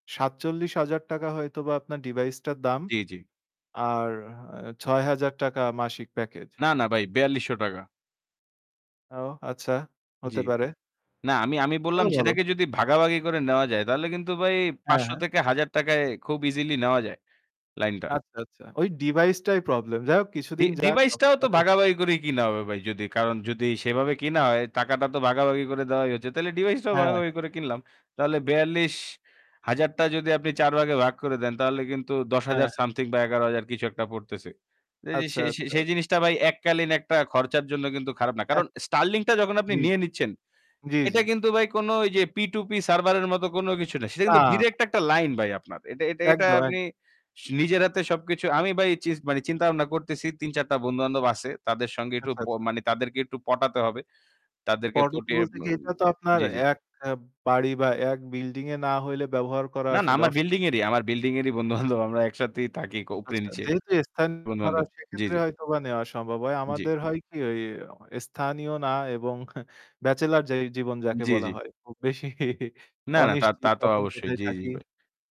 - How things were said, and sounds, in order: static; distorted speech; laughing while speaking: "বন্ধু-বান্ধব"; scoff; laughing while speaking: "বেশি"
- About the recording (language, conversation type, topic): Bengali, unstructured, আপনি সাম্প্রতিক সময়ে কোনো ভালো খবর শুনেছেন কি?